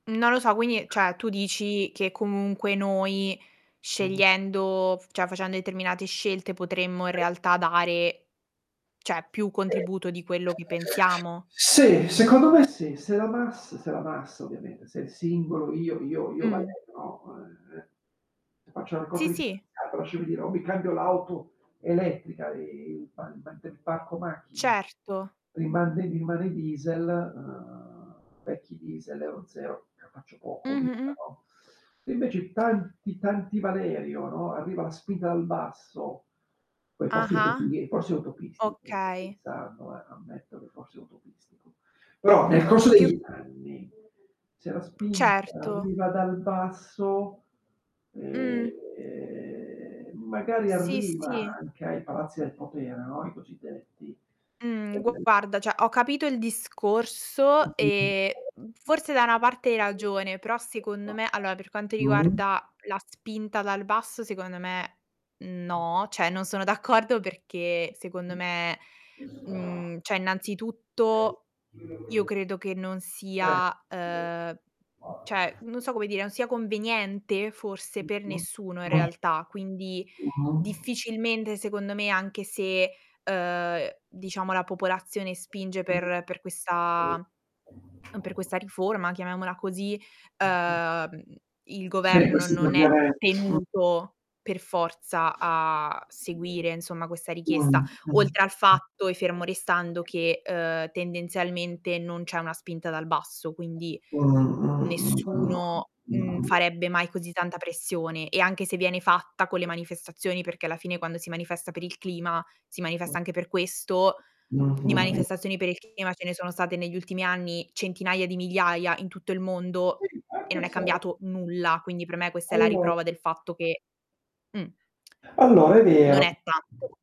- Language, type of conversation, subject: Italian, unstructured, Come immagini il futuro dell’energia sostenibile?
- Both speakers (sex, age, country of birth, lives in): female, 18-19, Italy, Italy; male, 45-49, Italy, Italy
- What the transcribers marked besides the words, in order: static; other background noise; unintelligible speech; tapping; "cioè" said as "ceh"; unintelligible speech; distorted speech; unintelligible speech; unintelligible speech; stressed: "tanti, tanti"; unintelligible speech; drawn out: "ehm"; unintelligible speech; "allora" said as "alloa"; unintelligible speech; unintelligible speech; unintelligible speech; unintelligible speech; unintelligible speech; stressed: "tenuto"; unintelligible speech; unintelligible speech; stressed: "nulla"; unintelligible speech; tongue click